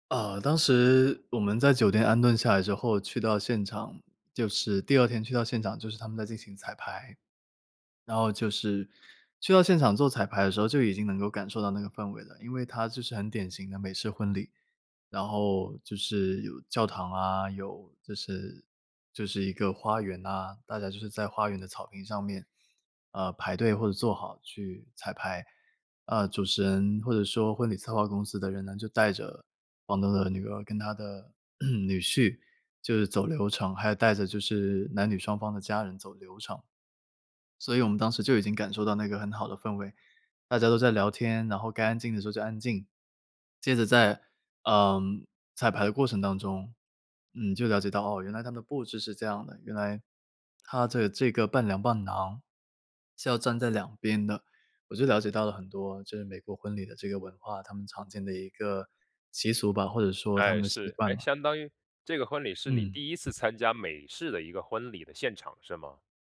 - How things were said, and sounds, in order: throat clearing
- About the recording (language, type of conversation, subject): Chinese, podcast, 你有难忘的婚礼或订婚故事吗？